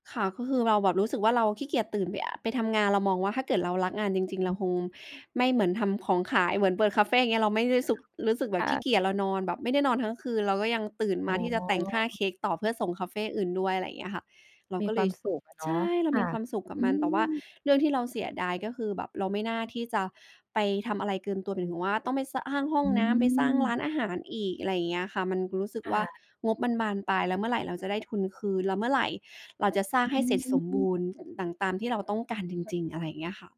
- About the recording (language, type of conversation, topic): Thai, podcast, เวลารู้สึกเสียดาย คุณมีวิธีปลอบใจตัวเองอย่างไรบ้าง?
- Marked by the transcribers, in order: other noise